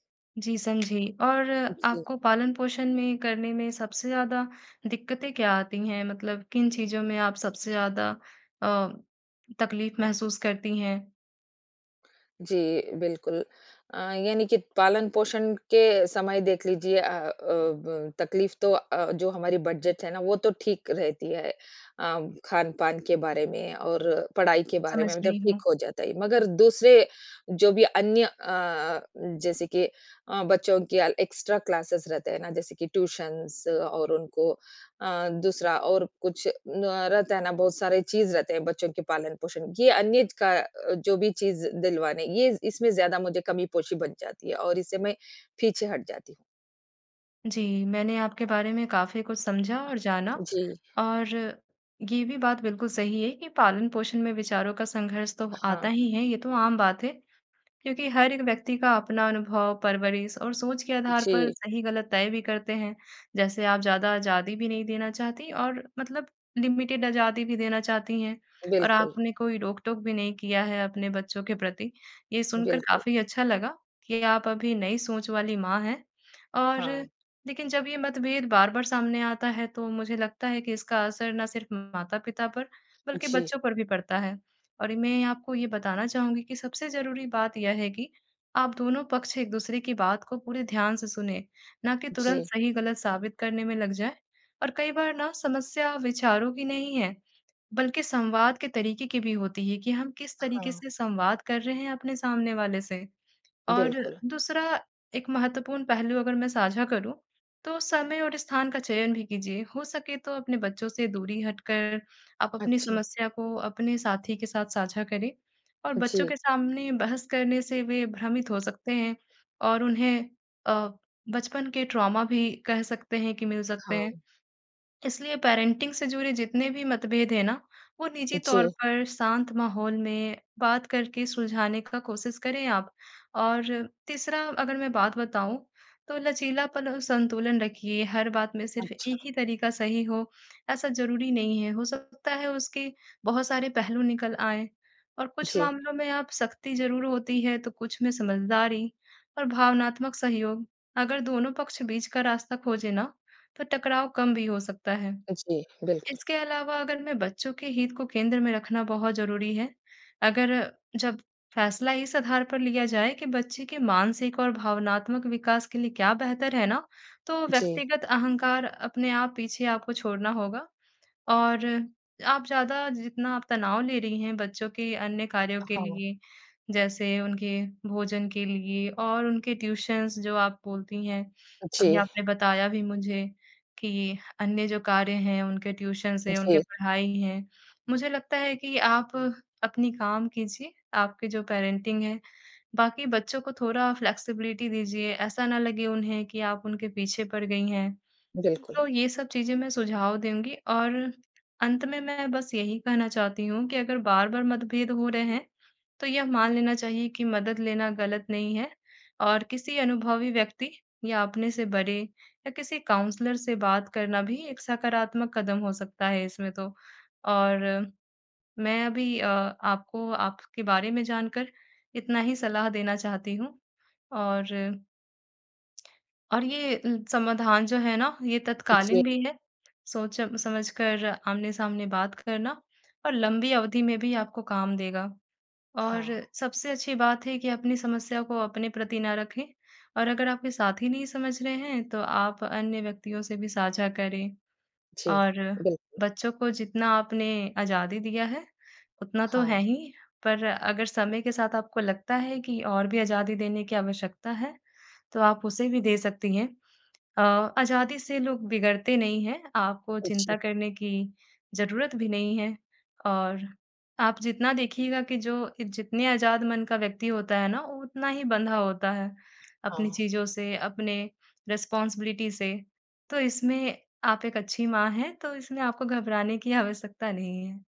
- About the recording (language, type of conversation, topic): Hindi, advice, पालन‑पोषण में विचारों का संघर्ष
- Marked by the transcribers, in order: tapping; in English: "बजट"; in English: "एक्स्ट्रा क्लासेस"; in English: "ट्यूशंस"; in English: "लिमिटेड"; in English: "ट्रॉमा"; in English: "पेरेंटिंग"; in English: "ट्यूशंस"; in English: "ट्यूशंस"; in English: "पेरेंटिंग"; in English: "फ्लेक्सिबिलिटी"; in English: "काउंसलर"; in English: "रिस्पांसिबिलिटी"; laughing while speaking: "आवश्यकता"